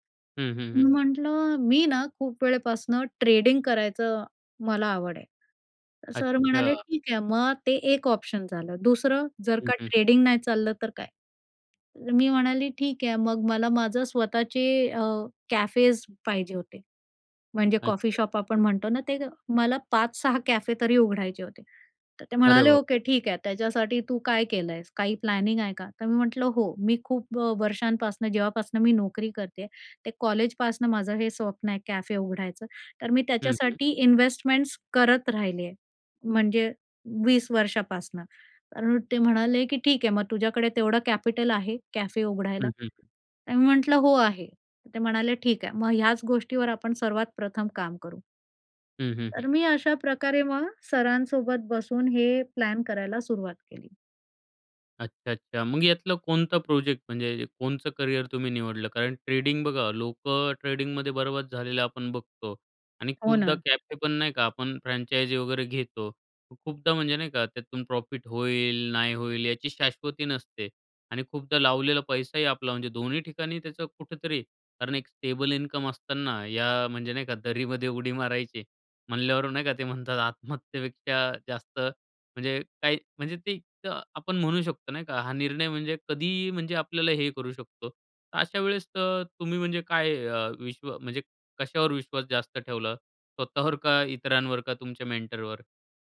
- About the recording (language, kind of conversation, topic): Marathi, podcast, करिअर बदलताना तुला सगळ्यात मोठी भीती कोणती वाटते?
- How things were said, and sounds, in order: tapping; in English: "शॉप"; in English: "प्लॅनिंग"; in English: "कॅपिटल"; "कोणतं" said as "कोणचं"; in English: "फ्रँचाइजी"; in English: "स्टेबल इन्कम"; other background noise; laughing while speaking: "स्वतःवर का"; in English: "मेंटरवर?"